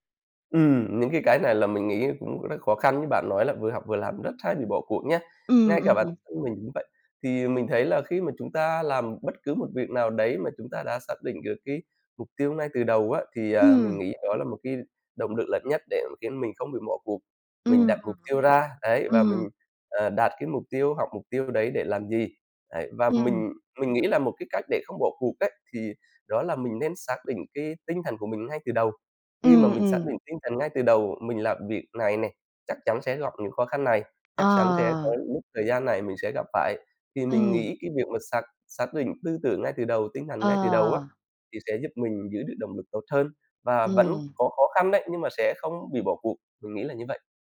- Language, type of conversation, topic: Vietnamese, podcast, Bạn làm thế nào để giữ động lực học tập lâu dài?
- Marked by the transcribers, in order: other background noise; tapping